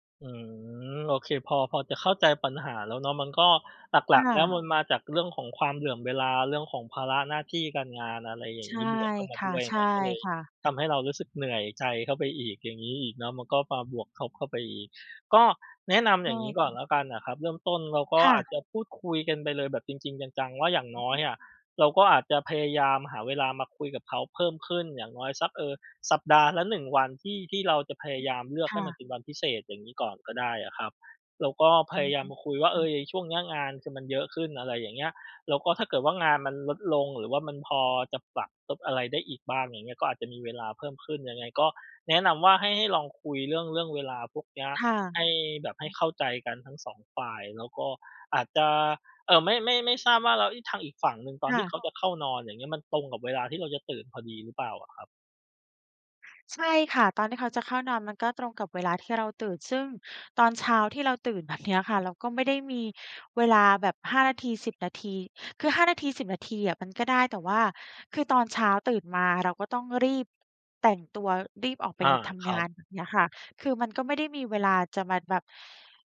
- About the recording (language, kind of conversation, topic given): Thai, advice, คุณจะจัดการความสัมพันธ์ที่ตึงเครียดเพราะไม่ลงตัวเรื่องเวลาอย่างไร?
- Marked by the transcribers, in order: other background noise